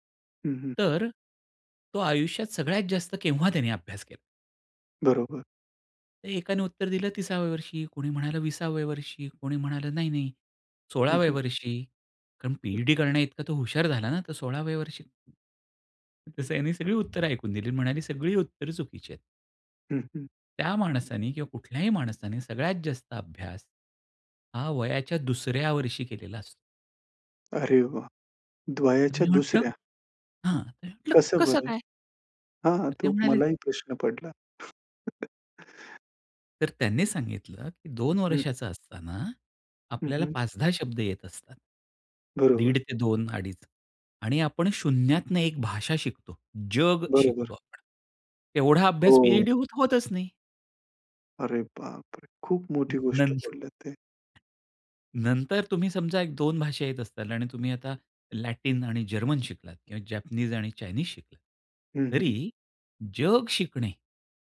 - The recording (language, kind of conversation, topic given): Marathi, podcast, तुमची जिज्ञासा कायम जागृत कशी ठेवता?
- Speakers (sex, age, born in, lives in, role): male, 35-39, India, India, host; male, 50-54, India, India, guest
- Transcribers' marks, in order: other background noise; tapping; "वयाच्या" said as "द्वयाच्या"; chuckle